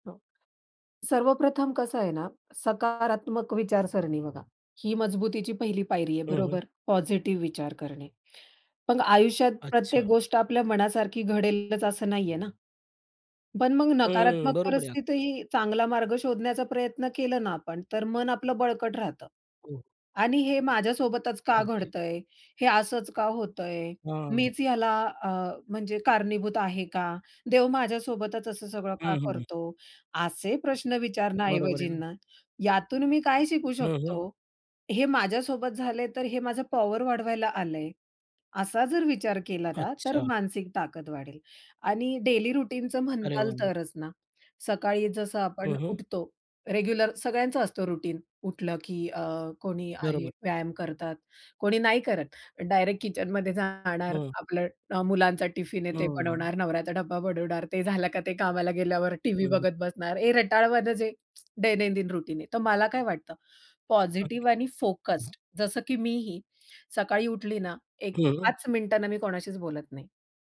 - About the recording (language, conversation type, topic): Marathi, podcast, तुम्ही दैनंदिन जीवनात मानसिक आणि शारीरिक मजबुती कशी टिकवता?
- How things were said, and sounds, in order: unintelligible speech; tapping; in English: "डेली रूटीनचं"; in English: "रेग्युलर"; in English: "रुटीन"; tsk; in English: "रुटीन"; unintelligible speech